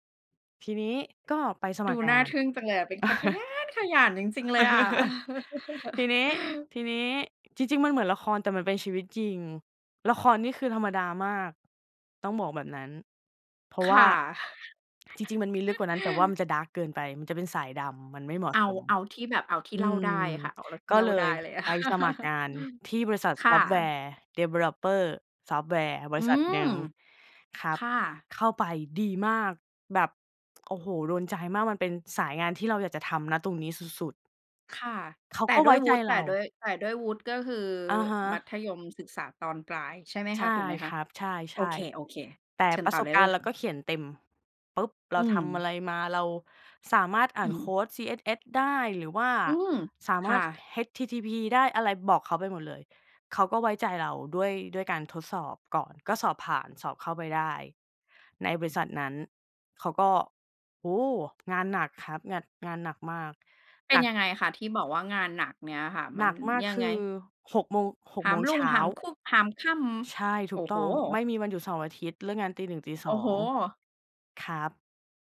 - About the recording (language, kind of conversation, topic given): Thai, podcast, คุณเคยล้มเหลวครั้งหนึ่งแล้วลุกขึ้นมาได้อย่างไร?
- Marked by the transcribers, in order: chuckle; other background noise; chuckle; stressed: "ขยัน"; laugh; tapping; in English: "ดาร์ก"; laugh; laugh; tsk